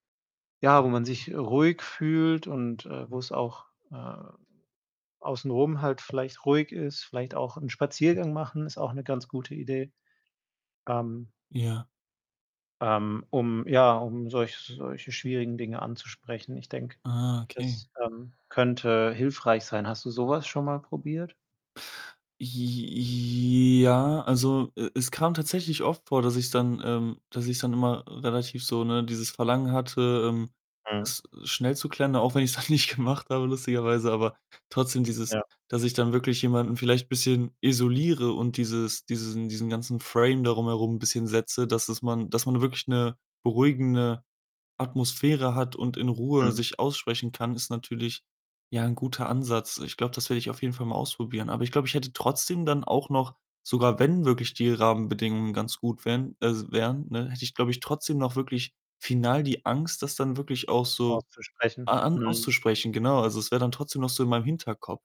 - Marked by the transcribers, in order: tapping; drawn out: "J j ja"; laughing while speaking: "dann nicht"; in English: "Frame"; distorted speech
- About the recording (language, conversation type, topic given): German, advice, Warum vermeide ich immer wieder unangenehme Gespräche?